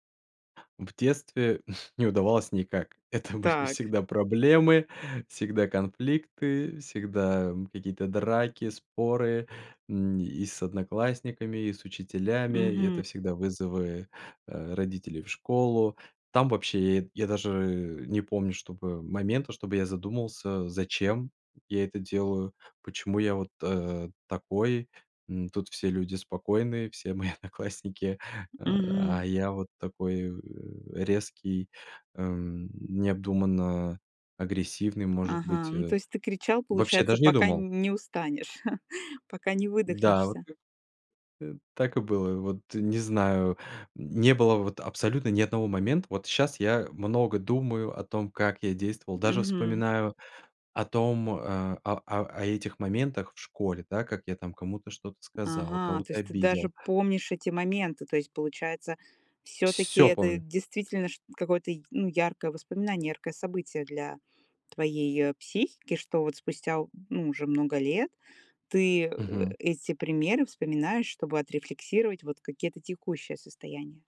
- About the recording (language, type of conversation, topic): Russian, podcast, Как вы решаете споры без криков?
- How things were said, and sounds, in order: chuckle; laughing while speaking: "Это были всегда"; other background noise; laughing while speaking: "все мои одноклассники"; tapping; chuckle; other noise